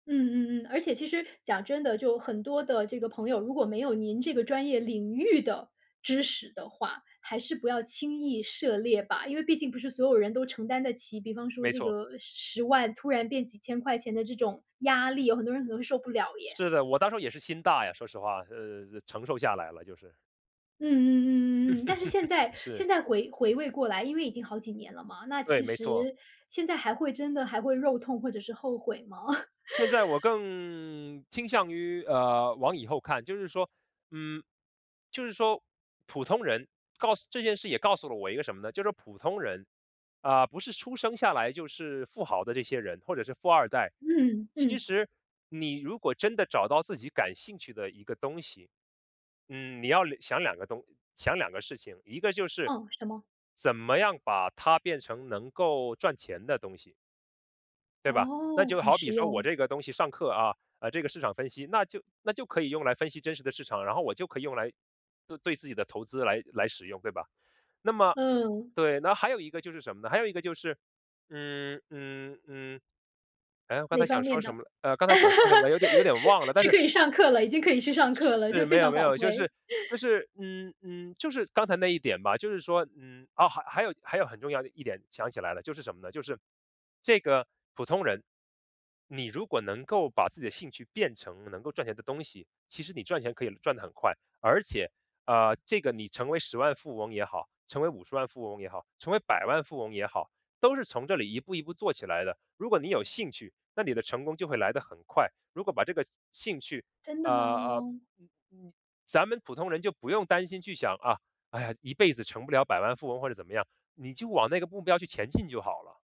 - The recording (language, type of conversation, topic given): Chinese, podcast, 你第一次自己处理钱财的经历是怎样的？
- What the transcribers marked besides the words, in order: laugh; laugh; laugh; other noise; laugh; tapping